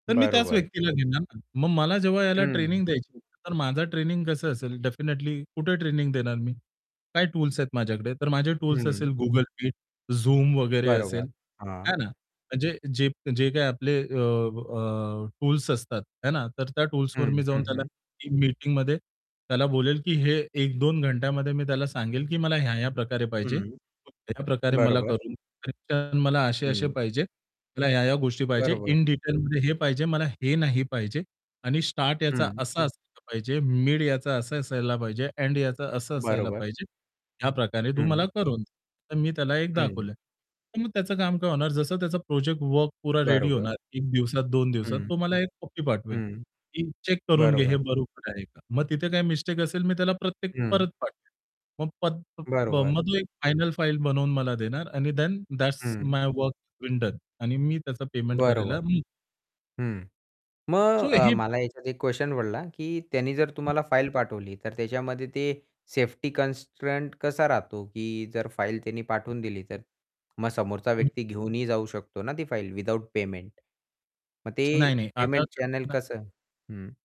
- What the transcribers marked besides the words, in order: distorted speech; static; other background noise; unintelligible speech; in English: "देन दॅट्स माय वर्क बीन डन"; in English: "सो"; in English: "कन्स्ट्रेंट"; unintelligible speech; tsk; in English: "चॅनेल"
- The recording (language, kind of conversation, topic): Marathi, podcast, दूरस्थ कामात मार्गदर्शन अधिक प्रभावी कसे करता येईल?